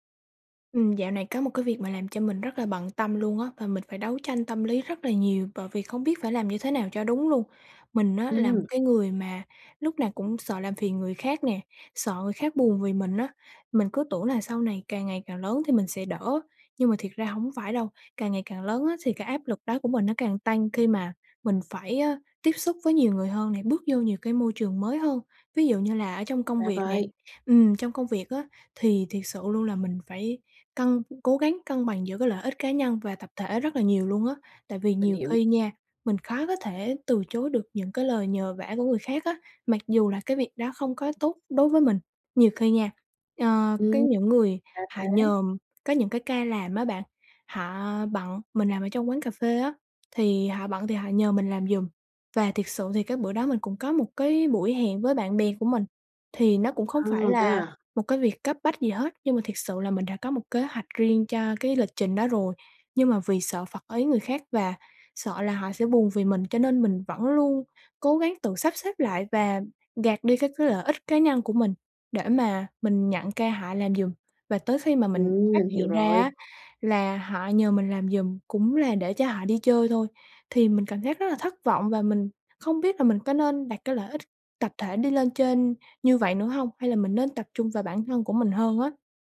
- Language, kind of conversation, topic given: Vietnamese, advice, Làm thế nào để cân bằng lợi ích cá nhân và lợi ích tập thể ở nơi làm việc?
- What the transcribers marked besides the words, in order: other background noise; horn